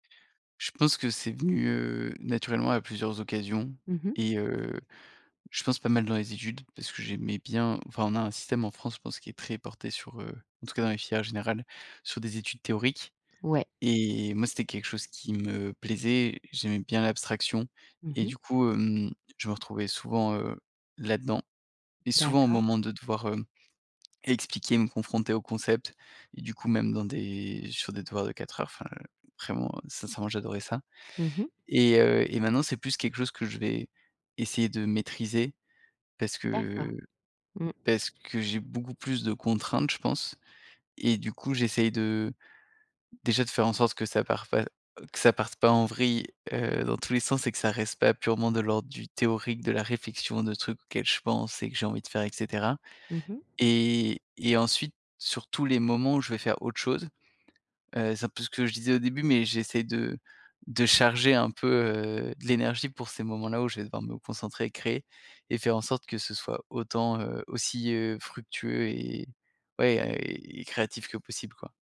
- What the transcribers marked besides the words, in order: other background noise
- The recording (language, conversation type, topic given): French, podcast, Qu’est-ce qui te met dans un état de création intense ?